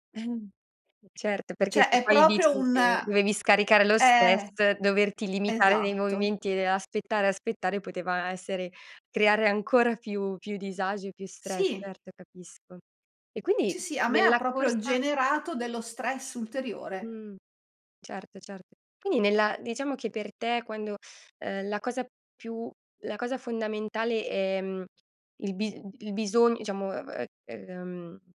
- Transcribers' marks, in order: chuckle; other background noise; "Cioè" said as "ceh"; tapping; "Quindi" said as "quini"; "diciamo" said as "iciamo"
- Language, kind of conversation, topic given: Italian, podcast, Che hobby ti aiuta a staccare dallo stress?